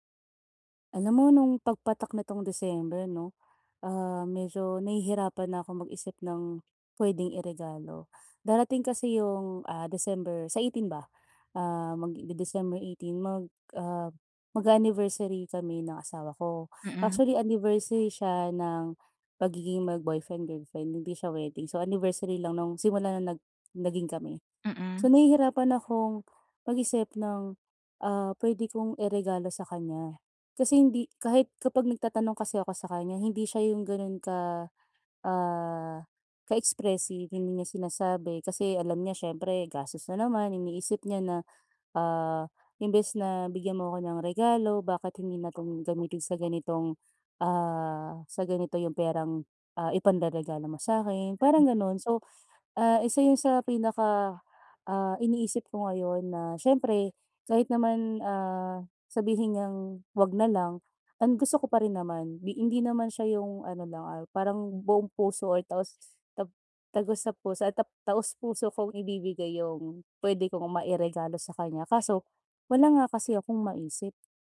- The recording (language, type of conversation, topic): Filipino, advice, Paano ako pipili ng makabuluhang regalo para sa isang espesyal na tao?
- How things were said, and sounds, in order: in English: "ka-expressive"; tapping